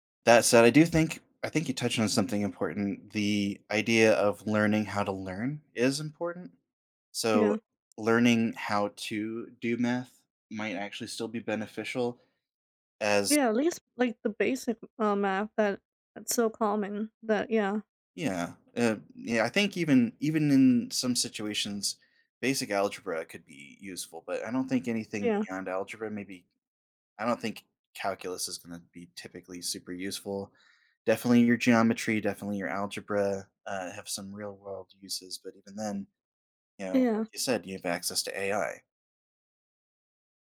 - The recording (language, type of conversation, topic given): English, unstructured, How has your experience at school differed from what you expected?
- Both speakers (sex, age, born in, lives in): female, 25-29, United States, United States; male, 35-39, United States, United States
- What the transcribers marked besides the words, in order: other background noise